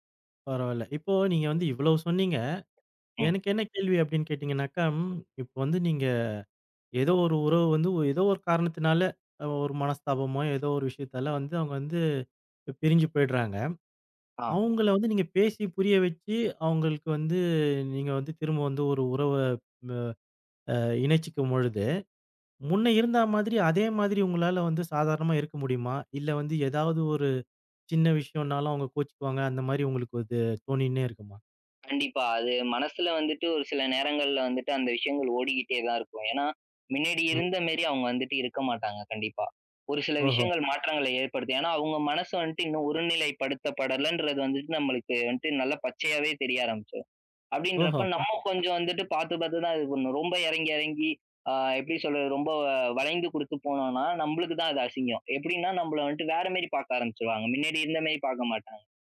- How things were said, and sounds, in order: other background noise
- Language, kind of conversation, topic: Tamil, podcast, பழைய உறவுகளை மீண்டும் இணைத்துக்கொள்வது எப்படி?